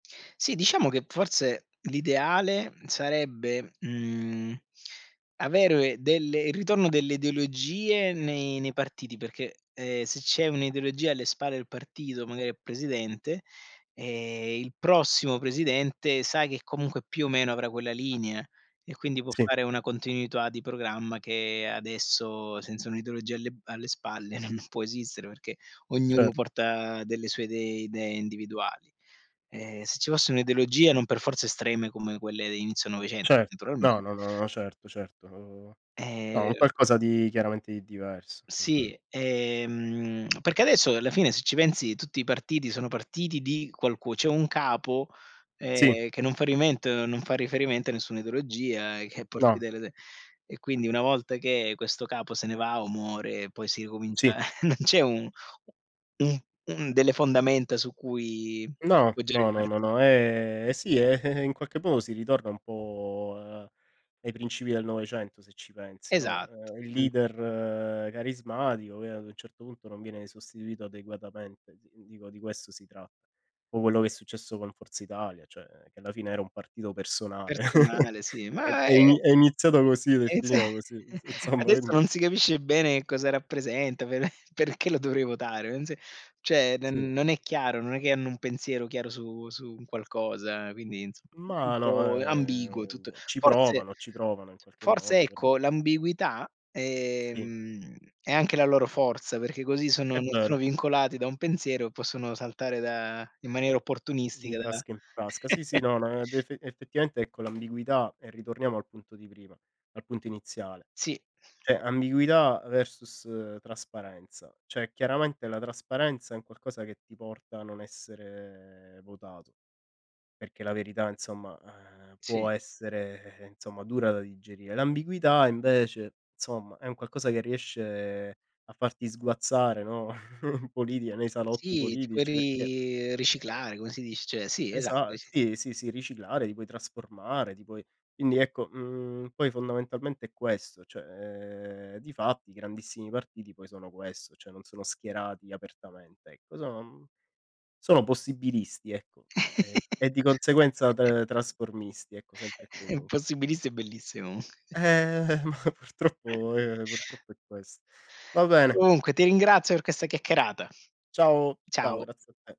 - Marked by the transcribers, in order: "avere" said as "averue"; "continuità" said as "continuituà"; laughing while speaking: "non può"; lip smack; chuckle; drawn out: "ehm"; laughing while speaking: "eh"; drawn out: "po'"; other background noise; chuckle; unintelligible speech; chuckle; unintelligible speech; laughing while speaking: "per"; unintelligible speech; tapping; chuckle; "cioè" said as "ceh"; chuckle; chuckle; laughing while speaking: "comunque"; drawn out: "Ehm"; laughing while speaking: "ma purtroppo"; chuckle
- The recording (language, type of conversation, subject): Italian, unstructured, Secondo te, la politica dovrebbe essere più trasparente?